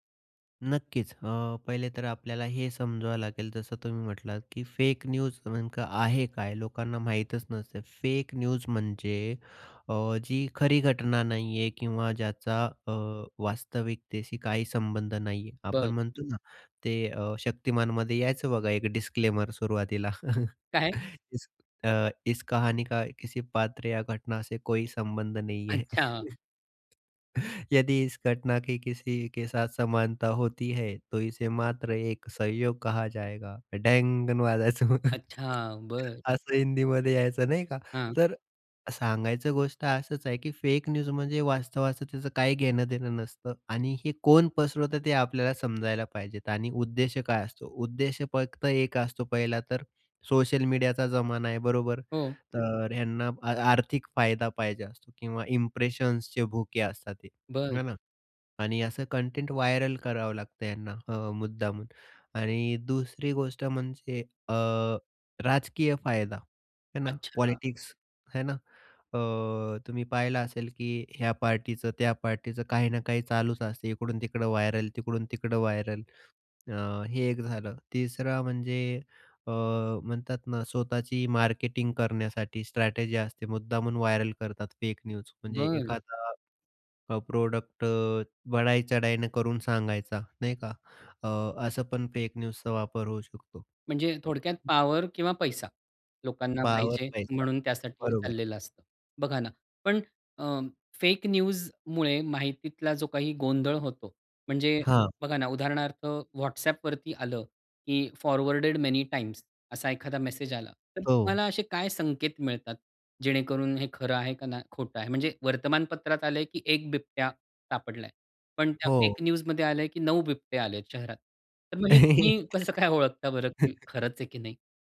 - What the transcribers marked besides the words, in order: in English: "न्यूज"; in English: "न्यूज"; in English: "डिस्क्लेमर"; chuckle; tapping; in Hindi: "इस कहानी का किसी पात्र … संयोग कहाँ जाएगा"; chuckle; chuckle; in English: "न्यूज"; in English: "व्हायरल"; in English: "पॉलिटिक्स"; in English: "व्हायरल"; in English: "व्हायरल"; in English: "व्हायरल"; in English: "न्यूज"; other background noise; in English: "प्रॉडक्ट"; in English: "न्यूजचा"; unintelligible speech; in English: "न्यूजमुळे"; in English: "फॉरवर्डेड मेनी टाइम्स"; in English: "न्यूज"; chuckle
- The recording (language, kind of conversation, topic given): Marathi, podcast, फेक न्यूज आणि दिशाभूल करणारी माहिती तुम्ही कशी ओळखता?